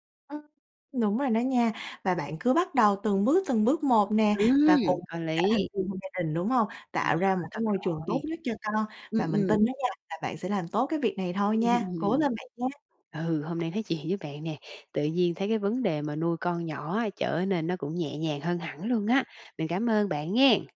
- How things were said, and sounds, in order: unintelligible speech; laugh; tapping
- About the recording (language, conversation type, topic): Vietnamese, advice, Việc nuôi con nhỏ khiến giấc ngủ của bạn bị gián đoạn liên tục như thế nào?